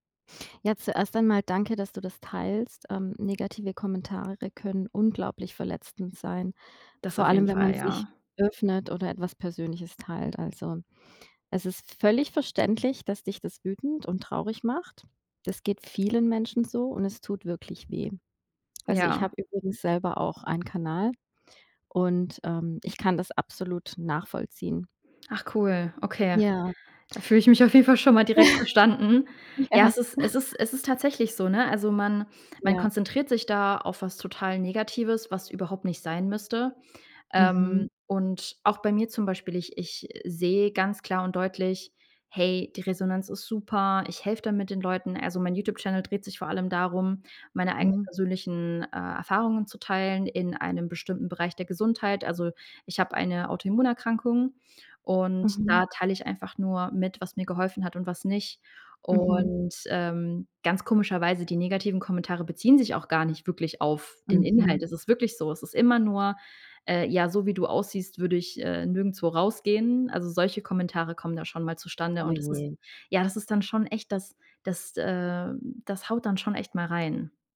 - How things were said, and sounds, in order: joyful: "auf jeden Fall schon mal"; chuckle; laughing while speaking: "Ja"
- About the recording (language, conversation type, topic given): German, advice, Wie kann ich damit umgehen, dass mich negative Kommentare in sozialen Medien verletzen und wütend machen?